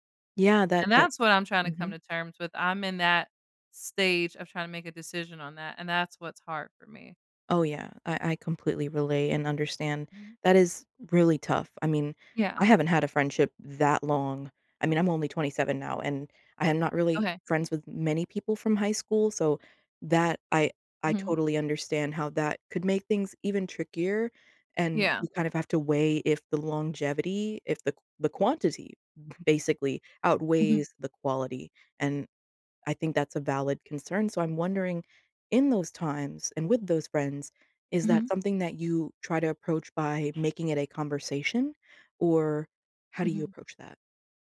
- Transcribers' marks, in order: other background noise
- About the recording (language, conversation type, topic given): English, unstructured, How can I tell if a relationship helps or holds me back?